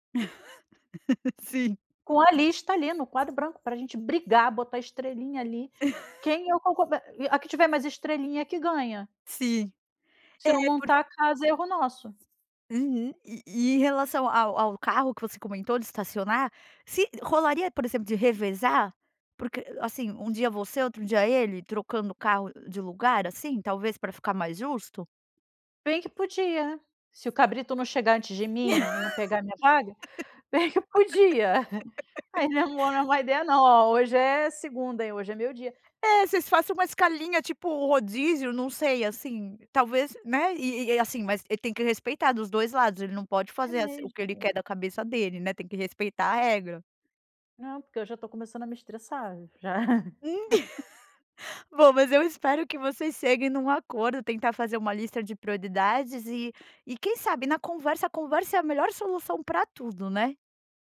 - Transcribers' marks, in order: laugh; other background noise; chuckle; tapping; laugh; laughing while speaking: "bem que podia"; chuckle; laughing while speaking: "já"; chuckle
- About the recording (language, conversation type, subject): Portuguese, advice, Como foi a conversa com seu parceiro sobre prioridades de gastos diferentes?